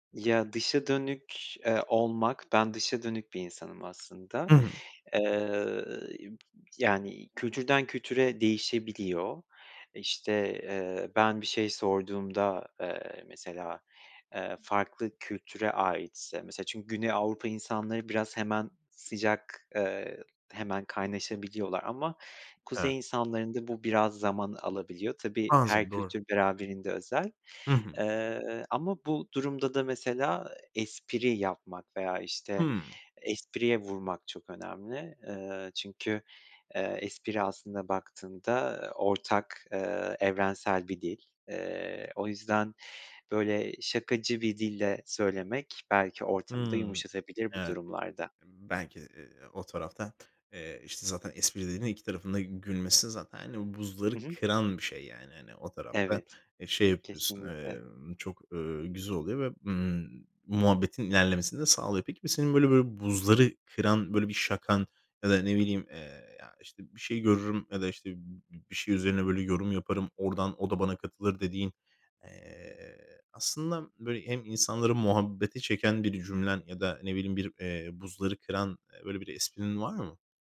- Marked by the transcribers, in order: none
- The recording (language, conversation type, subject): Turkish, podcast, Yalnız seyahat ederken yeni insanlarla nasıl tanışılır?